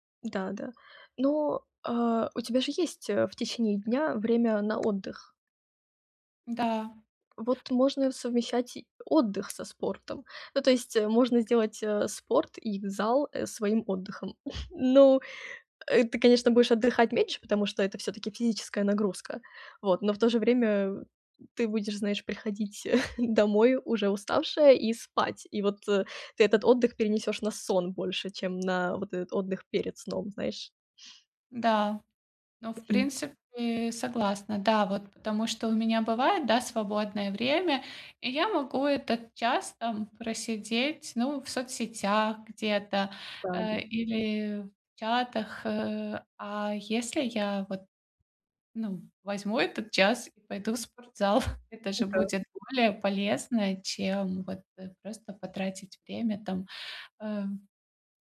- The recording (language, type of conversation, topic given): Russian, advice, Как снова найти время на хобби?
- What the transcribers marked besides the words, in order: other background noise; chuckle; tapping; chuckle